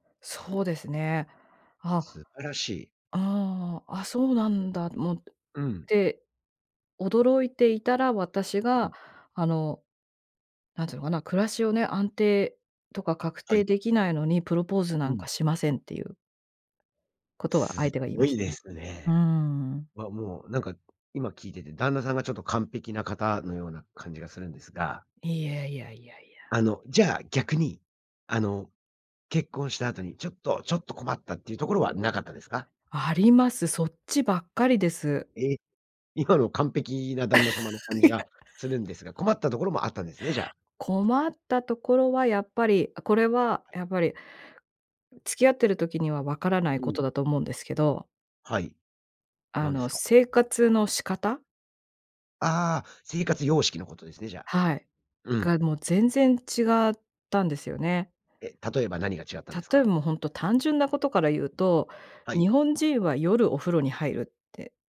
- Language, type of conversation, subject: Japanese, podcast, 結婚や同棲を決めるとき、何を基準に判断しましたか？
- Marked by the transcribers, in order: chuckle; laughing while speaking: "いや"